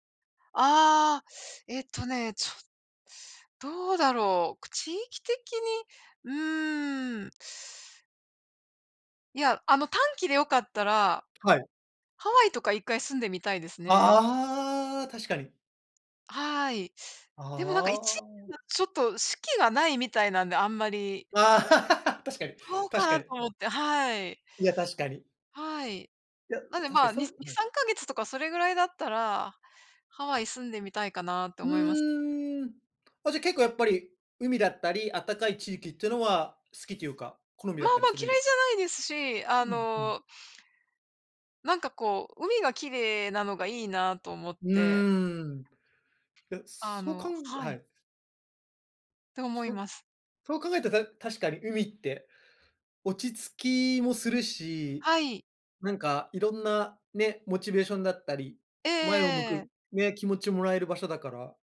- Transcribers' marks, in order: laugh; other background noise
- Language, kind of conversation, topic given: Japanese, unstructured, あなたの理想的な住まいの環境はどんな感じですか？